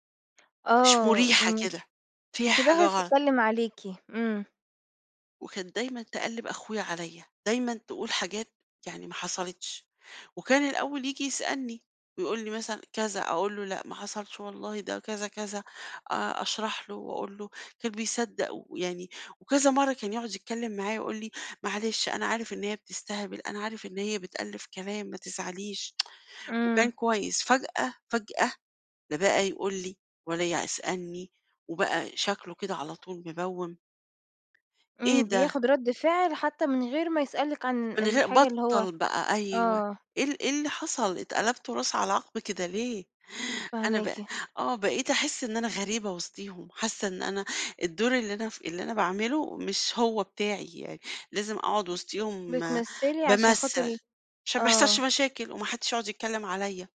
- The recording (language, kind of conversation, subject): Arabic, advice, إزاي أوصف إحساسي إني بلعب دور في العيلة مش بيعبر عني؟
- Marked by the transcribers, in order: tapping; tsk